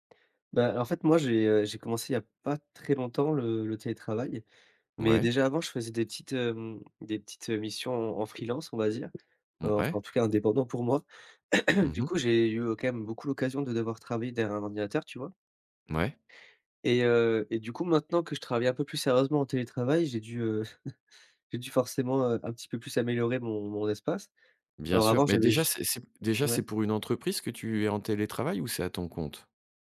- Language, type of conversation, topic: French, podcast, Comment aménages-tu ton espace de travail pour télétravailler au quotidien ?
- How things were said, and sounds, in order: tapping; throat clearing; chuckle